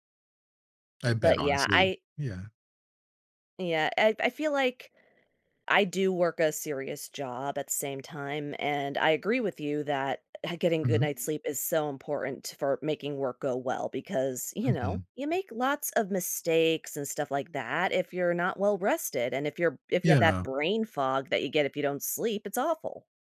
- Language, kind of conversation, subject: English, unstructured, How can I use better sleep to improve my well-being?
- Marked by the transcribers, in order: none